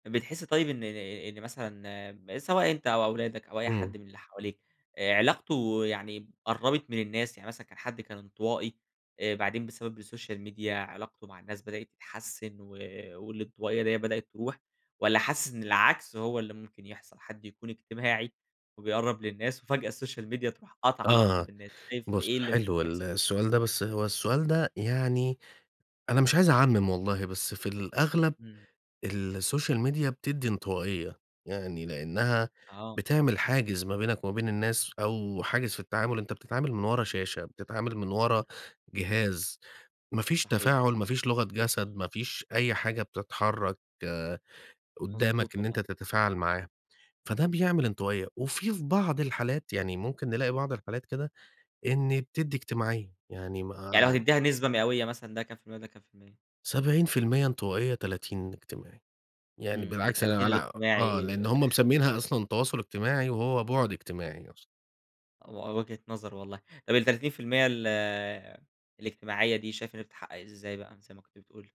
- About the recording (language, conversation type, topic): Arabic, podcast, إزاي السوشال ميديا أثرت على علاقتنا بالناس؟
- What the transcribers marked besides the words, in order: in English: "السوشيال ميديا"; in English: "السوشيال ميديا"; in English: "السوشيال ميديا"; other background noise; chuckle